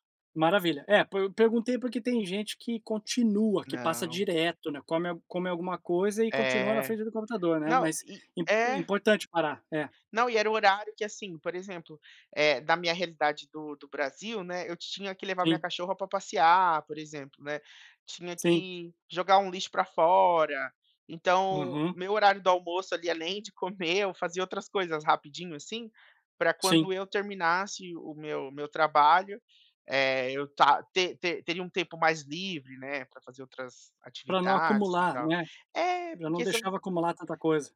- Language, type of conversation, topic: Portuguese, podcast, O que mudou na sua rotina com o trabalho remoto?
- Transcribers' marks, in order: none